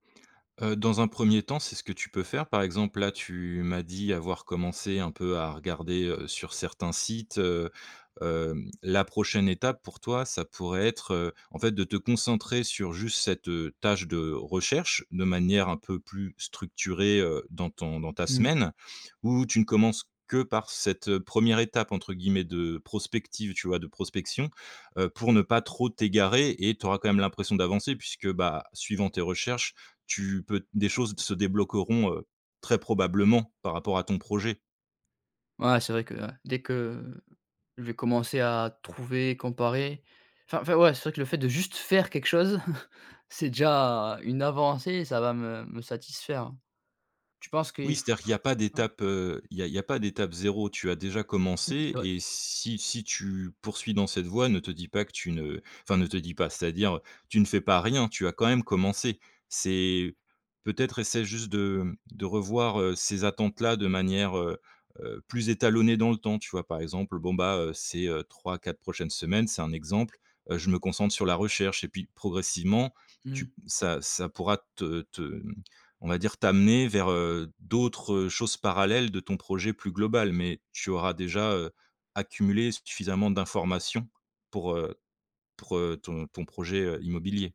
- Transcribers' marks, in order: stressed: "probablement"; chuckle; unintelligible speech
- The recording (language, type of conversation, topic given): French, advice, Pourquoi est-ce que je procrastine sans cesse sur des tâches importantes, et comment puis-je y remédier ?